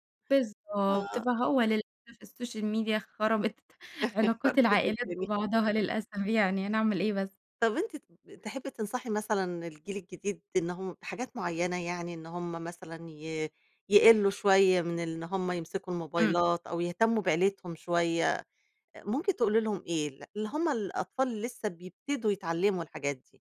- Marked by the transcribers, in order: in English: "الSocial media"; chuckle; unintelligible speech; laughing while speaking: "الدنيا"
- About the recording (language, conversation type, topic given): Arabic, podcast, إزاي السوشيال ميديا بتأثر على علاقات العيلة؟